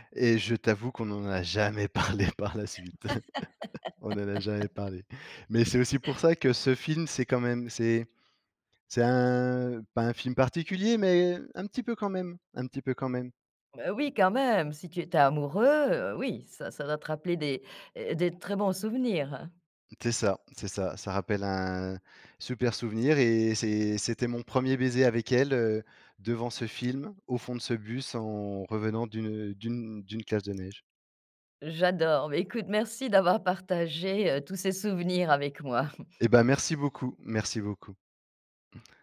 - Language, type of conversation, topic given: French, podcast, Quels films te reviennent en tête quand tu repenses à ton adolescence ?
- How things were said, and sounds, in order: laughing while speaking: "parlé par la suite"; laugh; tapping; chuckle